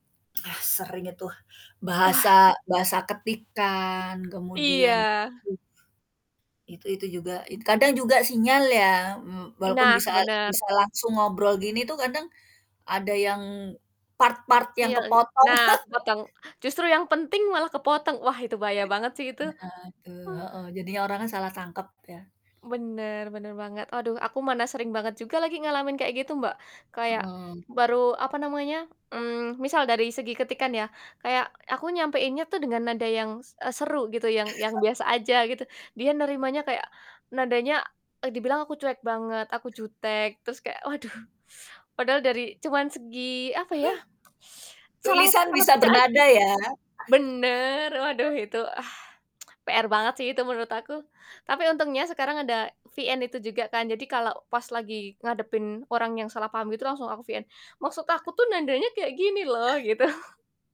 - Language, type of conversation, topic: Indonesian, unstructured, Bagaimana teknologi mengubah cara kita berkomunikasi dalam kehidupan sehari-hari?
- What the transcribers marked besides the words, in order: in English: "part-part"; laugh; other background noise; laugh; chuckle; teeth sucking; tsk; in English: "VN"; in English: "VN"; laughing while speaking: "gitu"